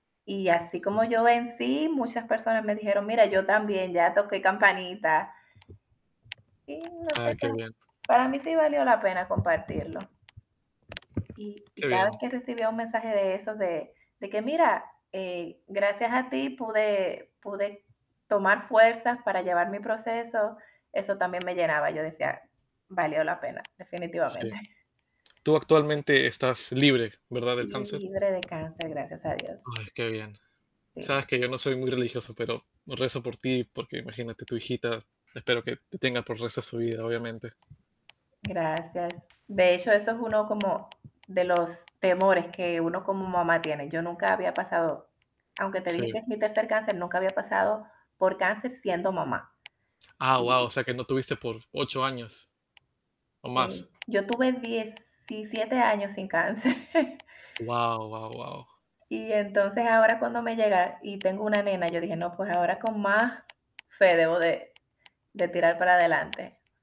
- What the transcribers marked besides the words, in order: unintelligible speech; tapping; distorted speech; static; laughing while speaking: "cáncer"
- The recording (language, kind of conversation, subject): Spanish, unstructured, ¿Qué lección de vida aprendiste a partir de un momento difícil?
- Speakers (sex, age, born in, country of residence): female, 40-44, Dominican Republic, United States; male, 25-29, United States, United States